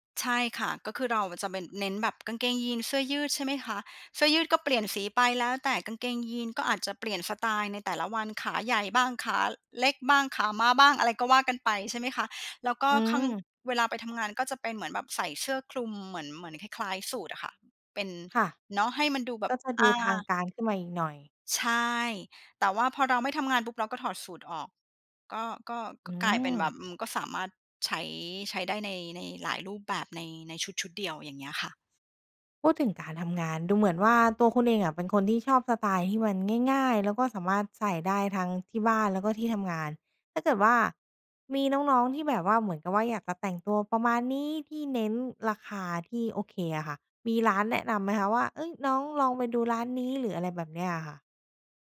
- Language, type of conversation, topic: Thai, podcast, ชอบแต่งตัวตามเทรนด์หรือคงสไตล์ตัวเอง?
- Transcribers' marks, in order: none